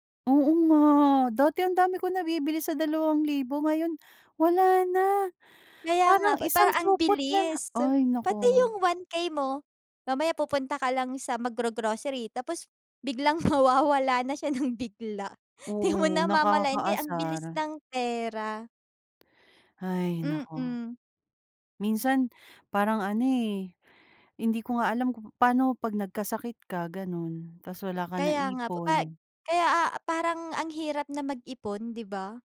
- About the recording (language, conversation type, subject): Filipino, unstructured, Ano ang masasabi mo tungkol sa pagtaas ng presyo ng mga bilihin?
- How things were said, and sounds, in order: drawn out: "Oo nga"; other background noise; laughing while speaking: "mawawala na siya ng bigla 'di mo namamalayan"